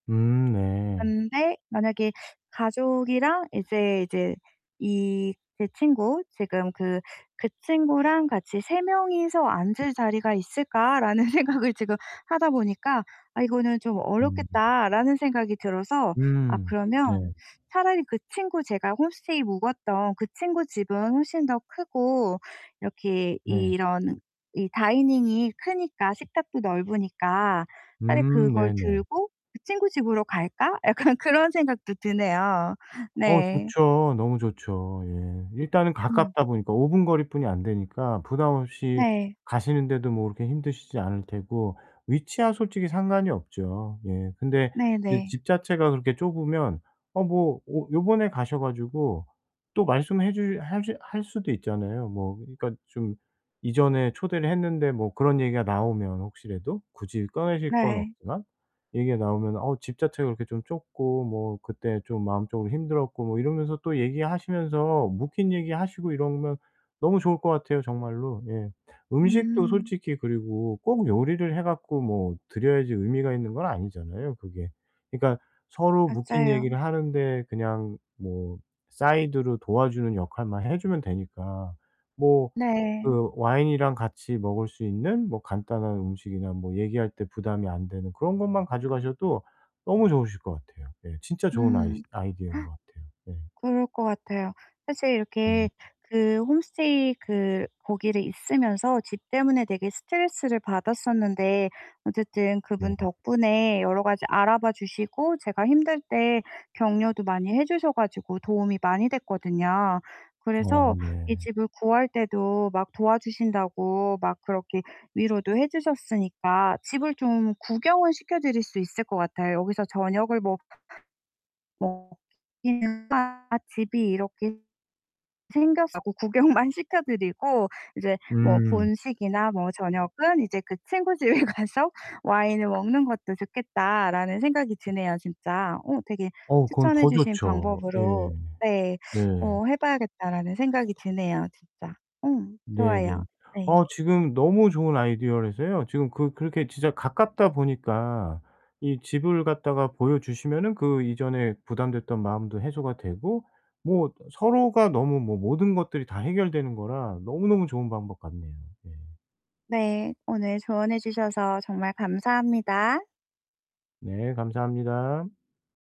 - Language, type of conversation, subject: Korean, advice, 선물 고르기가 어려워서 스트레스를 받는데 어떻게 하면 좋을까요?
- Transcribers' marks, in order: tapping; laughing while speaking: "생각을"; distorted speech; laughing while speaking: "약간"; gasp; laughing while speaking: "구경만"; laughing while speaking: "집에 가서"; other background noise